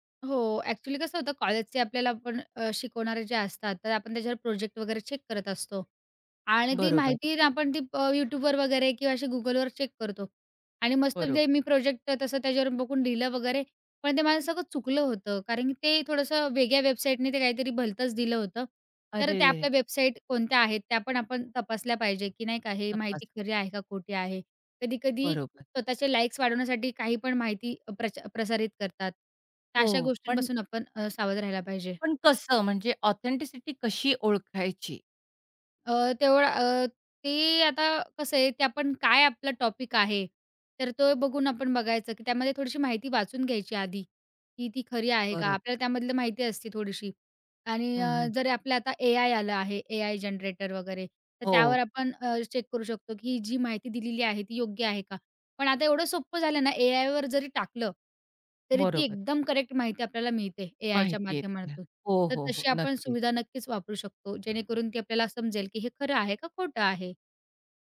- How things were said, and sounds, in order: in English: "चेक"; tapping; in English: "चेक"; in English: "ऑथेंटिसिटी"; in English: "टॉपिक"; in English: "जनरेटर"; in English: "चेक"
- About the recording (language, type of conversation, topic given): Marathi, podcast, इंटरनेटमुळे तुमच्या शिकण्याच्या पद्धतीत काही बदल झाला आहे का?